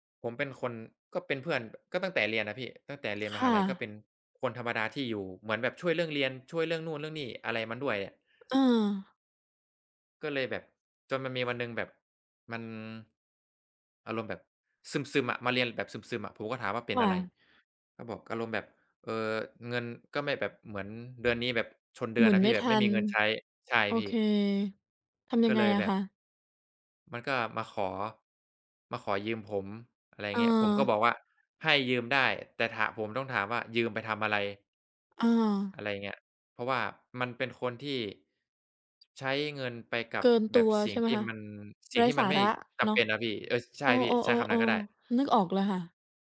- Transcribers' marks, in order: none
- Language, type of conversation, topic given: Thai, unstructured, ความล้มเหลวเคยสอนอะไรคุณเกี่ยวกับอนาคตบ้างไหม?